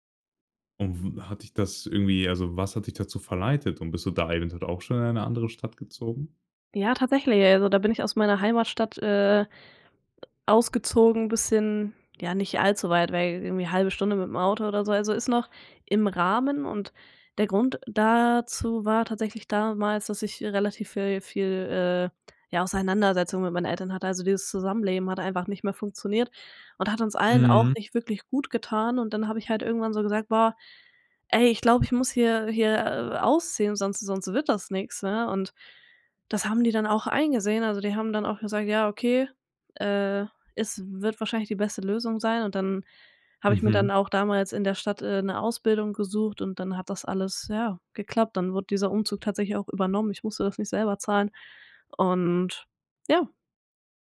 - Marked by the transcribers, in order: none
- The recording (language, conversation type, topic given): German, podcast, Wie entscheidest du, ob du in deiner Stadt bleiben willst?